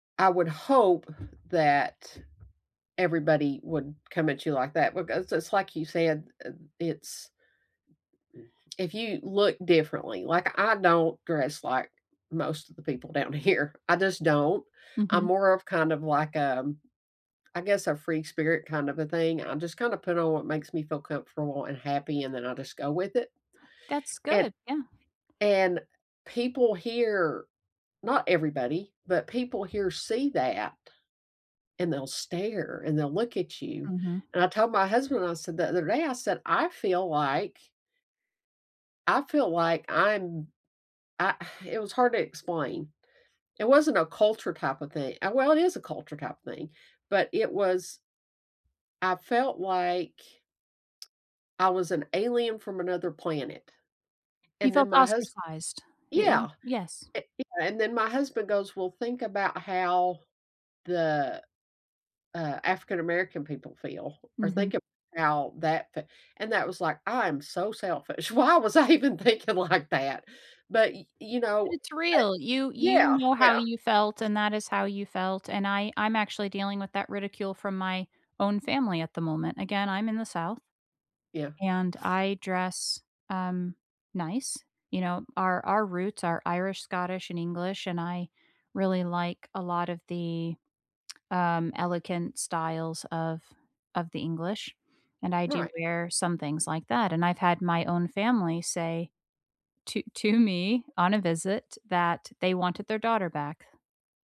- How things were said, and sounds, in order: stressed: "hope"; other background noise; laughing while speaking: "here"; sigh; laughing while speaking: "Why was I even thinking like that?"; laughing while speaking: "to me"
- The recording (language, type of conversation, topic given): English, unstructured, How do you feel about mixing different cultural traditions?